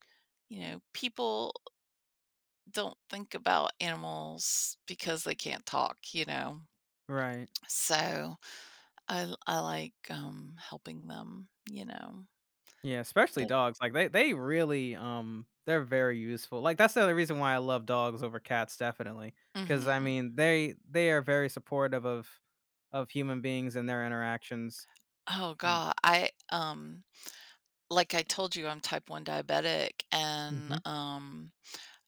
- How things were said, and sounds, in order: tsk
- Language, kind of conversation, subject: English, unstructured, How do meaningful experiences motivate us to support others?
- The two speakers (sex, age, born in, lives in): female, 55-59, United States, United States; male, 25-29, United States, United States